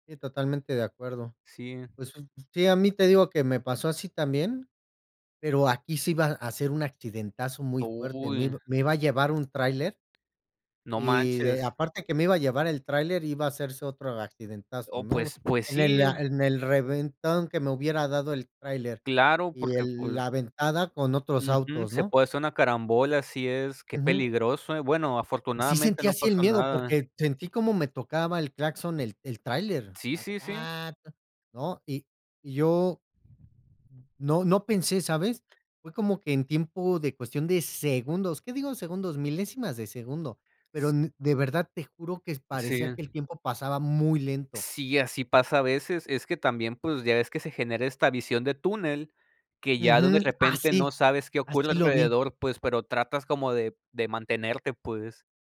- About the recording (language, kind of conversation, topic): Spanish, unstructured, ¿Crees que el miedo puede justificar acciones incorrectas?
- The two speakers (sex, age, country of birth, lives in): male, 35-39, Mexico, Mexico; other, 25-29, Mexico, Mexico
- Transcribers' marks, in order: tapping; other background noise